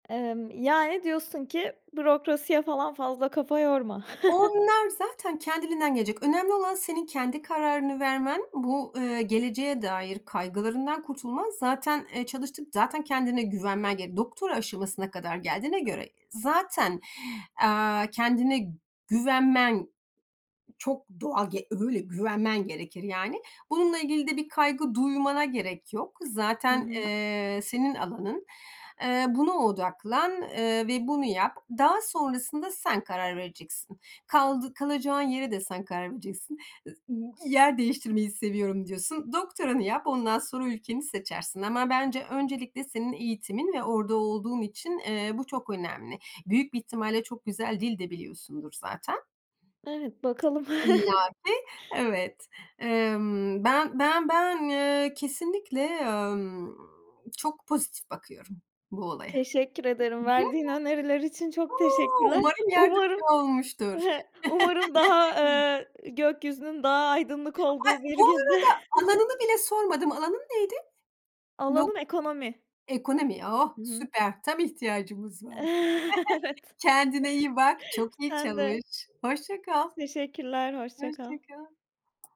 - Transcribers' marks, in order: other background noise; chuckle; chuckle; giggle; chuckle; laugh; chuckle; anticipating: "Alanın neydi?"; laughing while speaking: "Evet"; chuckle
- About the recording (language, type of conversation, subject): Turkish, advice, Belirsizlik karşısında yoğun kaygı yaşayıp karar vermekte zorlandığınız oluyor mu?
- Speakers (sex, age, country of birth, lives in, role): female, 30-34, Turkey, Portugal, user; female, 45-49, Turkey, France, advisor